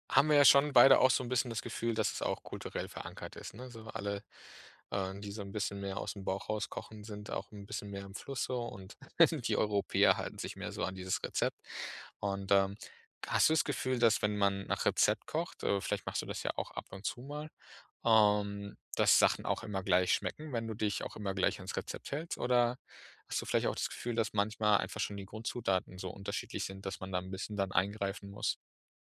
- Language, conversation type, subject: German, podcast, Gibt es ein verlorenes Rezept, das du gerne wiederhättest?
- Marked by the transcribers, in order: chuckle